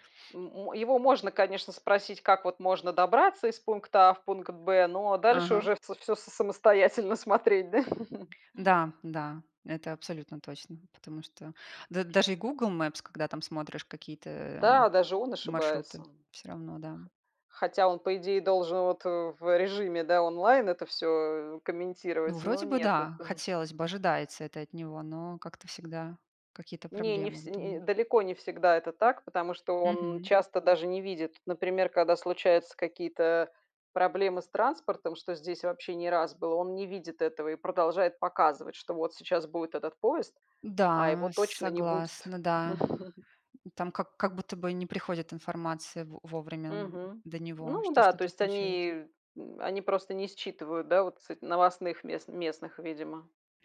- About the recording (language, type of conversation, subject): Russian, unstructured, Какое значение для тебя имеют фильмы в повседневной жизни?
- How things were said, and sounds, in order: chuckle; other background noise; tapping; other noise; chuckle